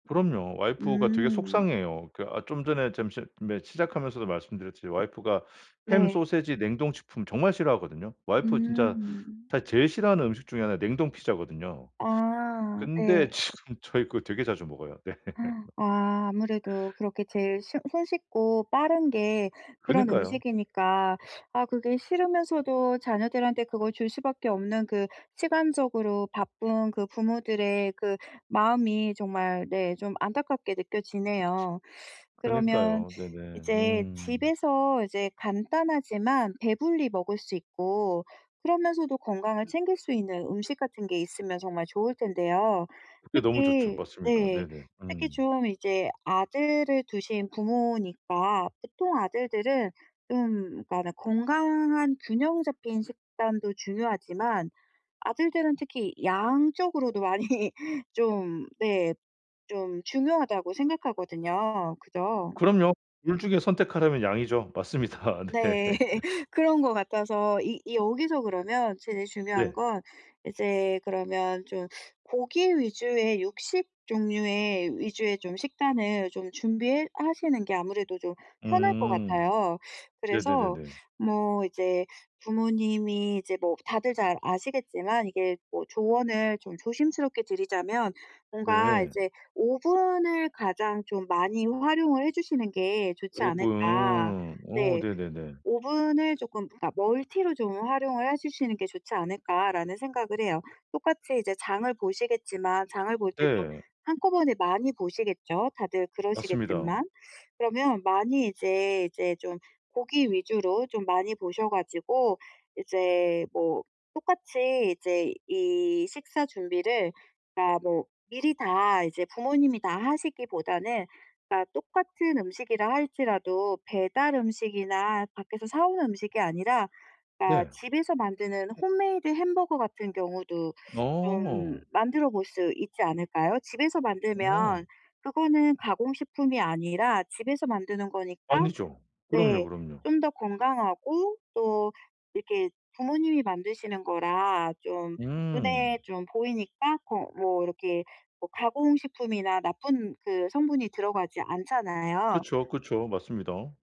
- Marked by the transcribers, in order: laughing while speaking: "지금"; gasp; laughing while speaking: "네"; laugh; other background noise; tapping; laughing while speaking: "많이"; laughing while speaking: "맞습니다. 네"; laugh
- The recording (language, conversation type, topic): Korean, advice, 식사 준비 시간을 줄이는 가장 효과적인 방법은 무엇인가요?